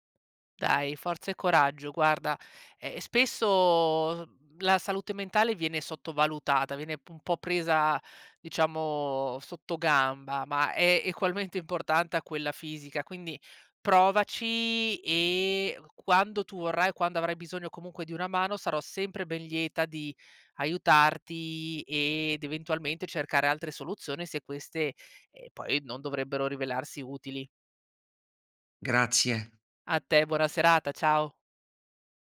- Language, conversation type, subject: Italian, advice, Perché faccio fatica a concentrarmi e a completare i compiti quotidiani?
- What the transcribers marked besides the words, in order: tapping; "egualmente" said as "equalmente"